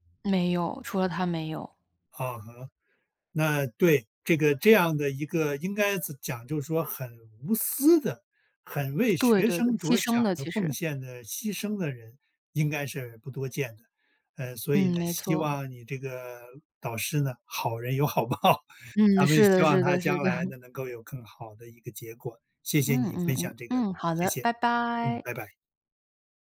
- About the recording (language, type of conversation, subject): Chinese, podcast, 你受益最深的一次导师指导经历是什么？
- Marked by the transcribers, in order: laughing while speaking: "有好报"; chuckle